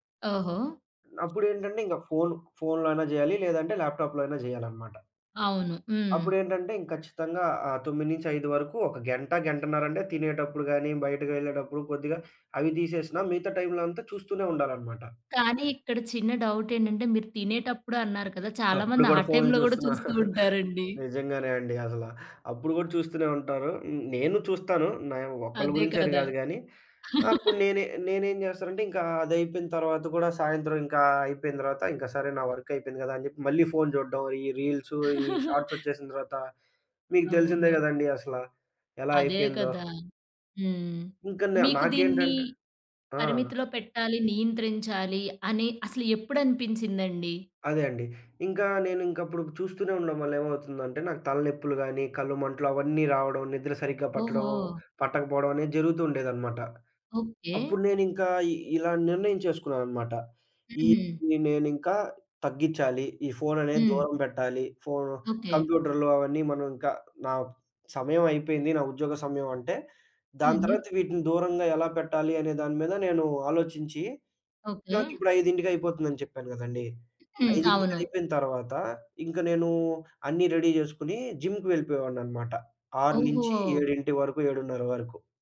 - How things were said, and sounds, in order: other background noise; in English: "ల్యాప్‌టాప్‌లో"; chuckle; chuckle; chuckle; tapping; in English: "రెడీ"
- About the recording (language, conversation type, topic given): Telugu, podcast, కంప్యూటర్, ఫోన్ వాడకంపై పరిమితులు ఎలా పెట్టాలి?